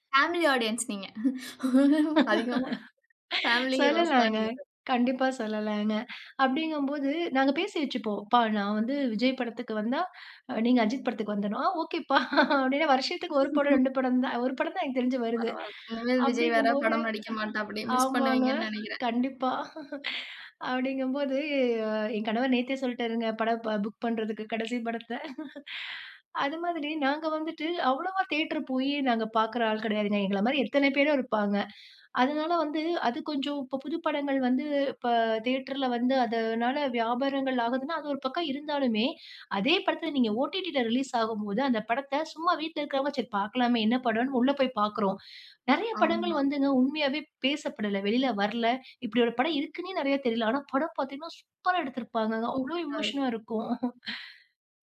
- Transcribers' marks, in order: in English: "பேமிலி ஆடியன்ஸ்"; laughing while speaking: "அதிகமா பேமிலி ஹீரோஸ் தான் நீங்க"; laughing while speaking: "சொல்லலாங்க"; other noise; laughing while speaking: "ஆ ஓகேப்பா! அப்டின்னு"; laugh; laughing while speaking: "ஆமாங்க கண்டிப்பா"; laughing while speaking: "புக் பண்றதுக்கு கடைசி படத்த"; in English: "ஓடிடி"; chuckle
- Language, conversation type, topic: Tamil, podcast, ஸ்ட்ரீமிங் தளங்கள் சினிமா அனுபவத்தை எவ்வாறு மாற்றியுள்ளன?